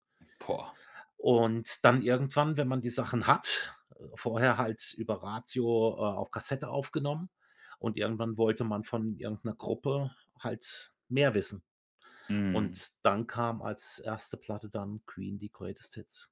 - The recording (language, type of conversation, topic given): German, podcast, Hast du Erinnerungen an das erste Album, das du dir gekauft hast?
- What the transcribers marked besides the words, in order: other background noise